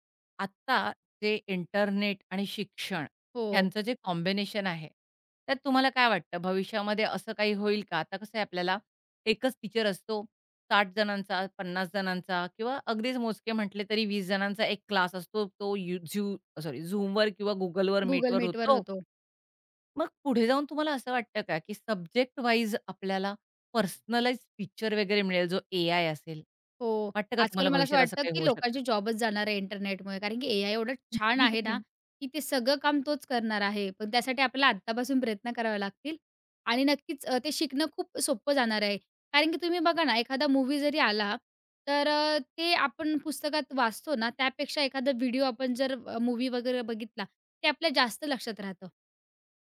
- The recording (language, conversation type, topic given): Marathi, podcast, इंटरनेटमुळे तुमच्या शिकण्याच्या पद्धतीत काही बदल झाला आहे का?
- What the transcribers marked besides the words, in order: tapping; in English: "कॉम्बिनेशन"; in English: "टीचर"; in English: "टीचर"; chuckle